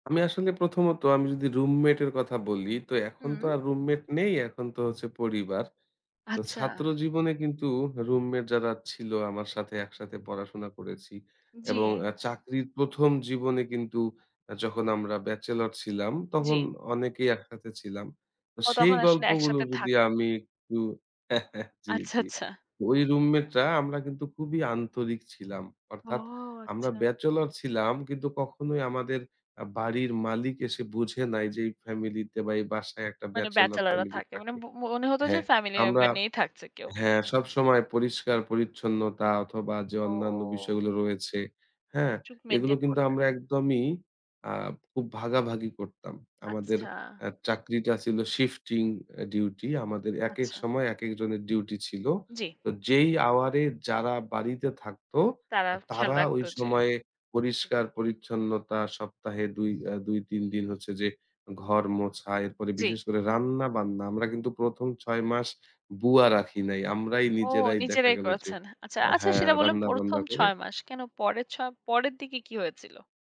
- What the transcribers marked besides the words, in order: tapping; chuckle; other background noise; other noise
- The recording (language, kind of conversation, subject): Bengali, podcast, রুমমেট বা পরিবারের সঙ্গে কাজ ভাগাভাগি কীভাবে করেন?